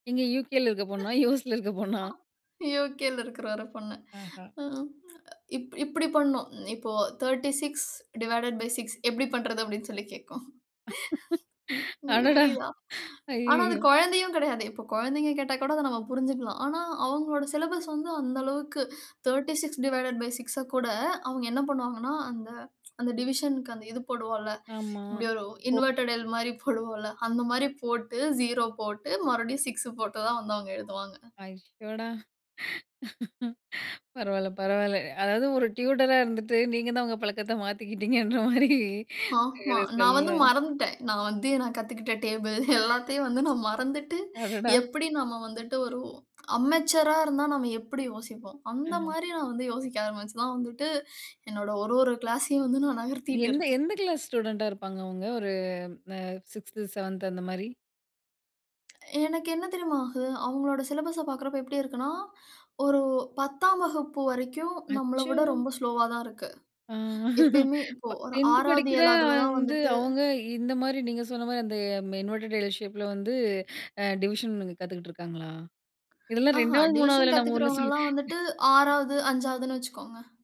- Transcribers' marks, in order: other noise; in English: "தெர்ட்டிசிக்ஸ் டிவைடட் பை சிக்ஸ்"; laugh; laughing while speaking: "அடடா! அய்யய்யோ!"; in English: "சிலபஸ்"; in English: "தெர்ட்டிசிக்ஸ் டிவைடட் பை சிக்ஸ"; in English: "டிவிஷன்க்கு"; in English: "இன்வெர்டட் எல்"; laughing while speaking: "போடுவோம் இல்ல"; other background noise; in English: "சிக்ஸ்"; laugh; in English: "டியூட்டர்ரா"; laughing while speaking: "மாத்திக்கிட்டீங்கன்ற மாரி"; unintelligible speech; laughing while speaking: "டேபிள்"; in English: "டேபிள்"; laughing while speaking: "நான் மறந்துட்டு"; in English: "அம்மெச்சரா"; "அன்மெச்சூரா" said as "அம்மெச்சரா"; in English: "கிளாஸ் ஸ்டூடண்ட்டா"; in English: "சிலபஸ"; laugh; in English: "இன்வெர்டட் எல் ஷேப்ல"; in English: "டிவிஷன்ன்னு"; in English: "டிவிஷன்"
- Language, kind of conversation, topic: Tamil, podcast, ஒரு பழக்கத்தை உருவாக்குவதற்குப் பதிலாக அதை விட்டு விடத் தொடங்குவது எப்படி?